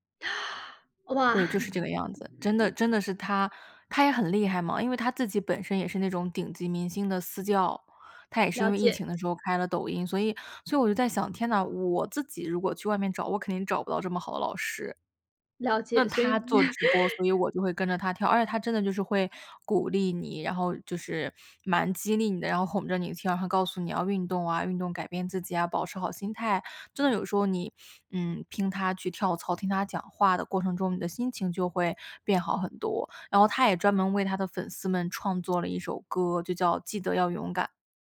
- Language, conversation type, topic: Chinese, podcast, 當情緒低落時你會做什麼？
- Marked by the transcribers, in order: inhale; other background noise; laugh